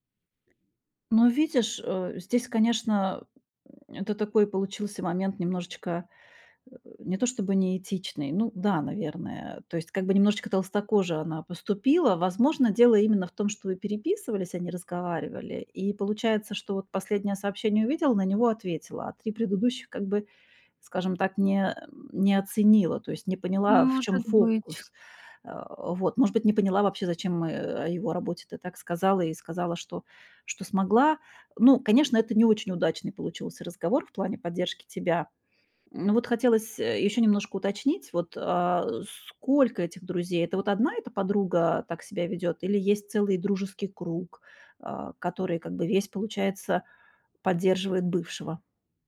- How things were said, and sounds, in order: tapping
- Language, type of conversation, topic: Russian, advice, Как справиться с болью из‑за общих друзей, которые поддерживают моего бывшего?